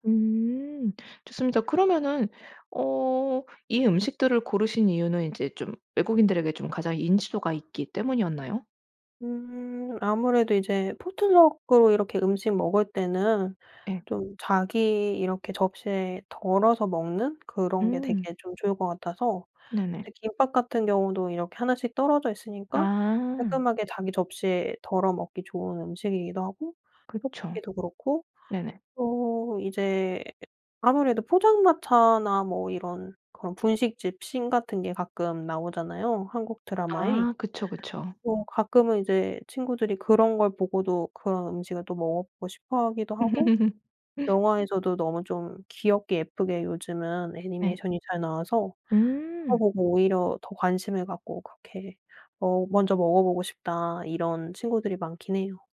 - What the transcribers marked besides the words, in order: tapping; in English: "포트럭으로"; laugh
- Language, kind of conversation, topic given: Korean, podcast, 음식으로 자신의 문화를 소개해 본 적이 있나요?